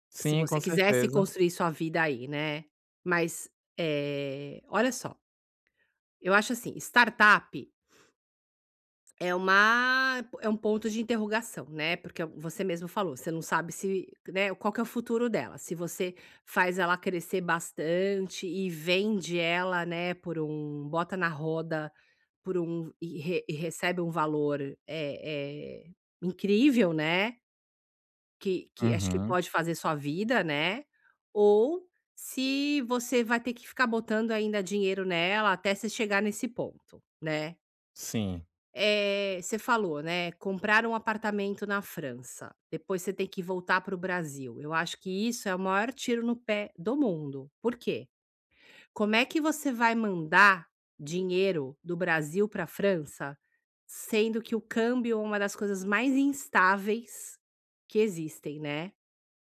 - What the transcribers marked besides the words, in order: in English: "startup"
- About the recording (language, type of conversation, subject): Portuguese, advice, Como posso tomar decisões mais claras em períodos de incerteza?